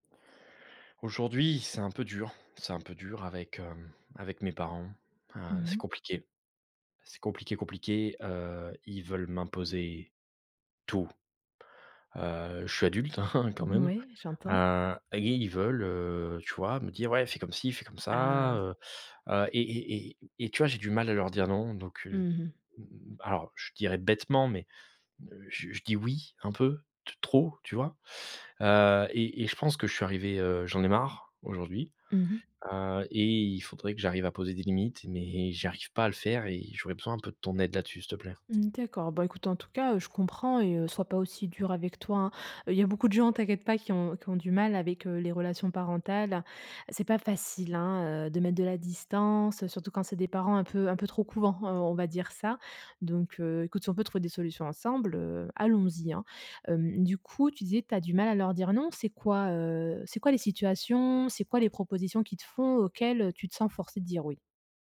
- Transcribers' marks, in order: laughing while speaking: "hein"; tapping
- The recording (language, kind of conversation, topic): French, advice, Comment puis-je poser des limites personnelles à un parent sans culpabiliser ?